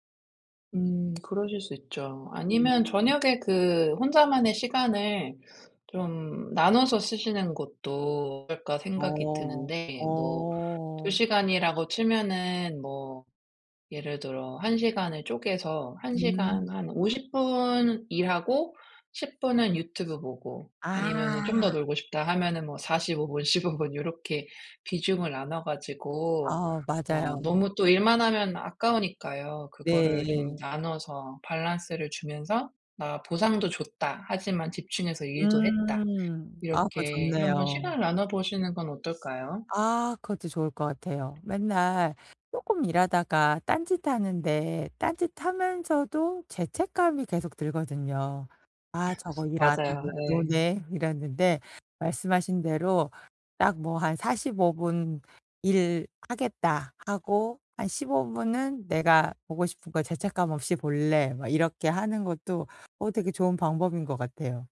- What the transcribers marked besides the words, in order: tapping; other background noise; laugh
- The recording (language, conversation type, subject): Korean, advice, 집중을 방해하는 작업 환경을 어떻게 바꾸면 공부나 일에 더 집중할 수 있을까요?